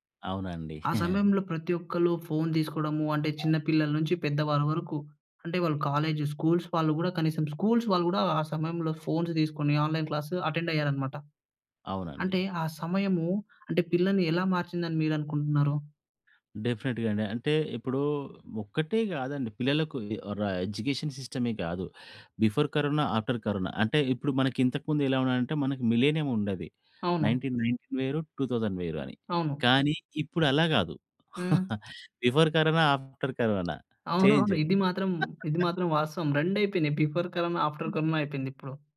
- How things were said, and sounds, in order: tapping; giggle; other noise; in English: "స్కూల్స్"; in English: "స్కూల్స్"; in English: "ఫోన్స్"; in English: "ఆన్‌లైన్ క్లాస్ అటెండ్"; in English: "డెఫినిట్‌గా"; in English: "ఎడ్యుకేషన్"; in English: "బిఫోర్"; in English: "ఆఫ్టర్"; in English: "మిలినియం"; in English: "నైన్టీన్ నైన్టీన్"; in English: "టూ థౌసండ్"; giggle; in English: "బిఫోర్"; in English: "ఆఫ్టర్"; in English: "చేంజ్"; giggle; in English: "బిఫోర్"; in English: "ఆఫ్టర్"
- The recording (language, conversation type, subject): Telugu, podcast, ఆన్‌లైన్ విద్య రాబోయే కాలంలో పిల్లల విద్యను ఎలా మార్చేస్తుంది?